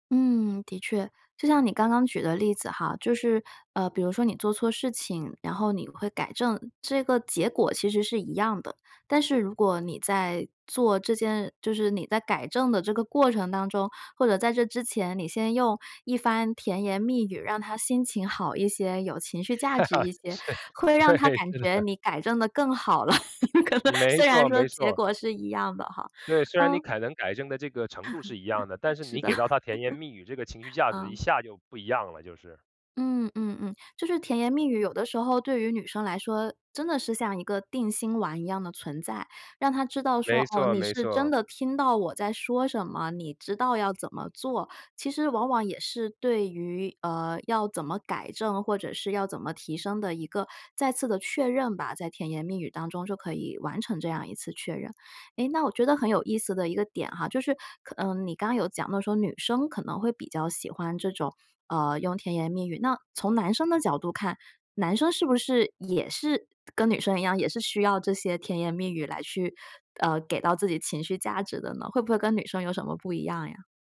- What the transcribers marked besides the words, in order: laugh; laughing while speaking: "是，对，是的"; laugh; laughing while speaking: "可能"; "可能" said as "凯能"; laugh; laughing while speaking: "是的"; chuckle
- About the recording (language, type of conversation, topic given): Chinese, podcast, 你认为长期信任更多是靠言语，还是靠行动？